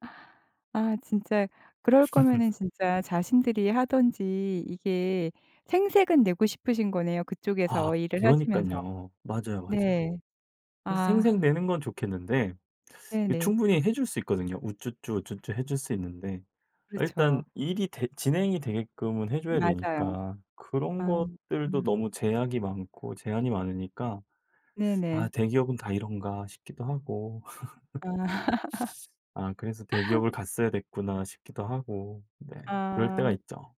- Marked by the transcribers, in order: laugh; laugh
- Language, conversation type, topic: Korean, podcast, 협업 과정에서 신뢰를 어떻게 쌓을 수 있을까요?